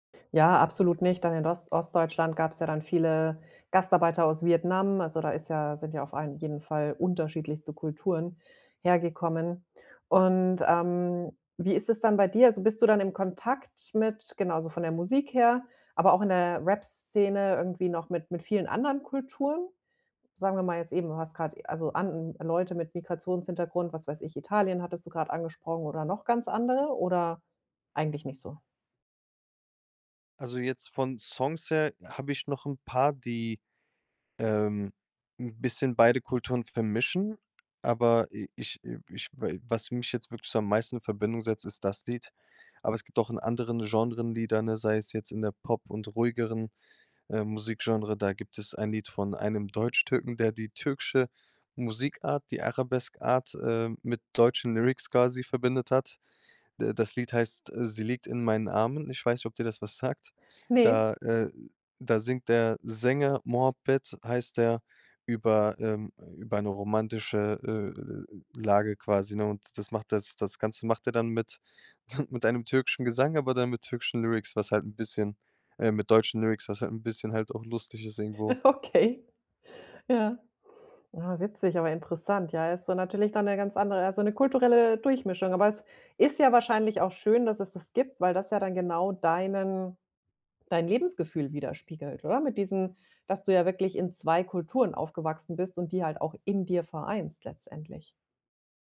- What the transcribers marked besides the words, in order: "Genres" said as "Genren"; chuckle; laughing while speaking: "Okay"
- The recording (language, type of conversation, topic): German, podcast, Wie nimmst du kulturelle Einflüsse in moderner Musik wahr?